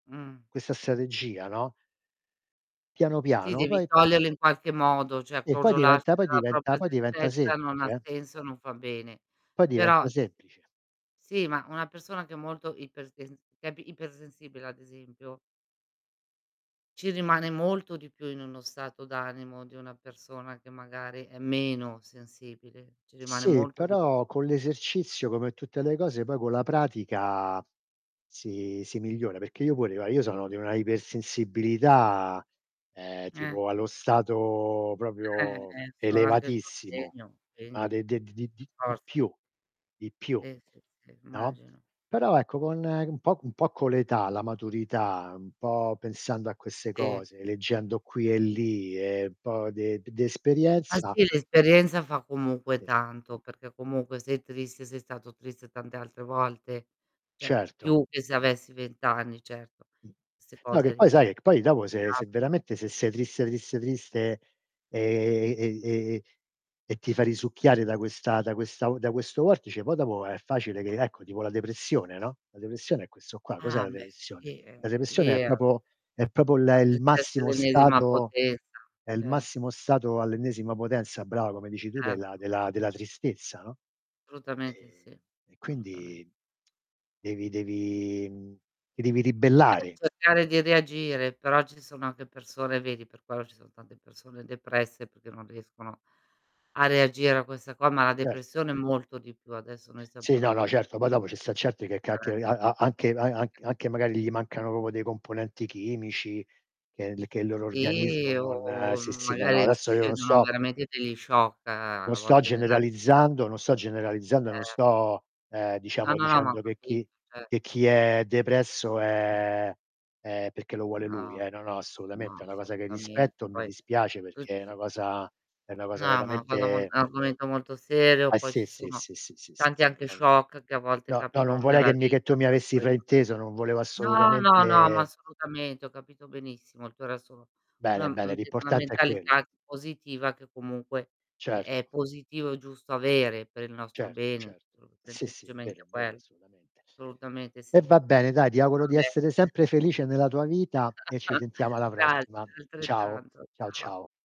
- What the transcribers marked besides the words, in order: "cioè" said as "ceh"; distorted speech; stressed: "meno"; other background noise; drawn out: "pratica"; tapping; static; unintelligible speech; "Cioè" said as "ceh"; other noise; unintelligible speech; "proprio" said as "propo"; "proprio" said as "propo"; "Assolutamente" said as "solutamente"; unintelligible speech; unintelligible speech; drawn out: "Sì o"; in English: "shock"; drawn out: "è"; in English: "shock"; drawn out: "assolutamente"; unintelligible speech; "Assolutamente" said as "solutamente"; chuckle
- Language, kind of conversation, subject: Italian, unstructured, Qual è, secondo te, il modo migliore per affrontare la tristezza?